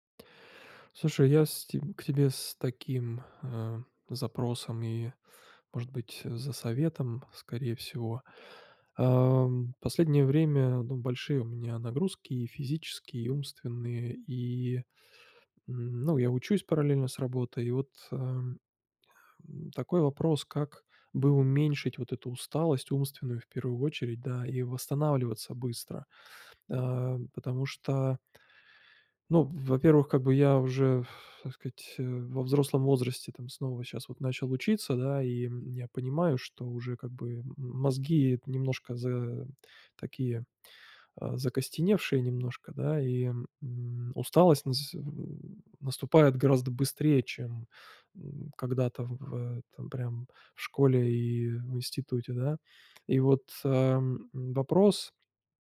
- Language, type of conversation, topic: Russian, advice, Как быстро снизить умственную усталость и восстановить внимание?
- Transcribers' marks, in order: blowing; "сказать" said as "скать"